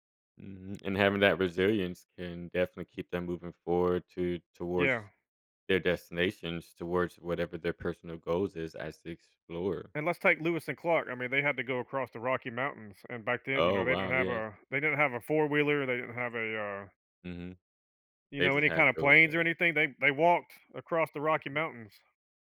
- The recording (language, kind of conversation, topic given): English, unstructured, What can explorers' perseverance teach us?
- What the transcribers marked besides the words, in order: none